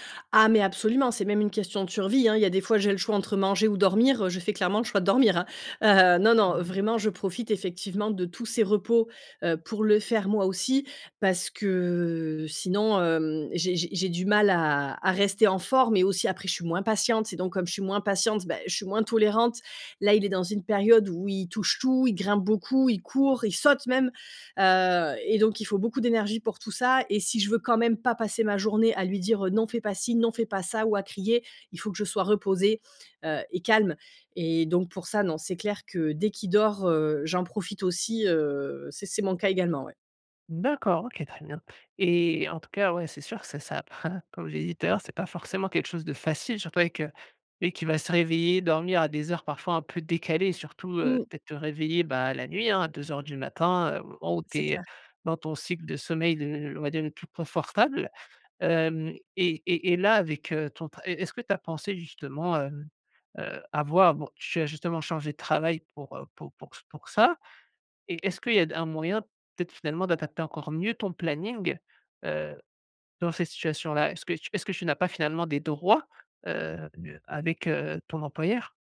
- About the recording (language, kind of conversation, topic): French, advice, Comment la naissance de votre enfant a-t-elle changé vos routines familiales ?
- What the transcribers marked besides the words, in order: other background noise; drawn out: "que"; stressed: "saute"; chuckle; stressed: "droits"